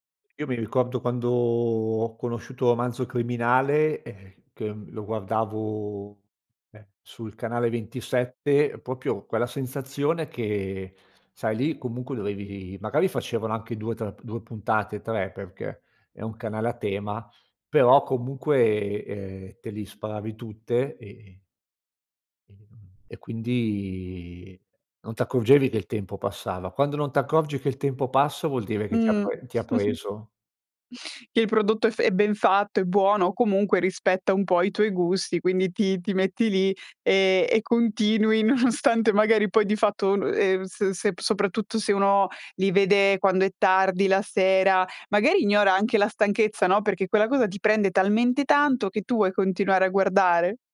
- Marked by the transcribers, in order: "proprio" said as "propio"; chuckle; laughing while speaking: "nonostante"
- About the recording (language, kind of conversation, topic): Italian, podcast, In che modo la nostalgia influisce su ciò che guardiamo, secondo te?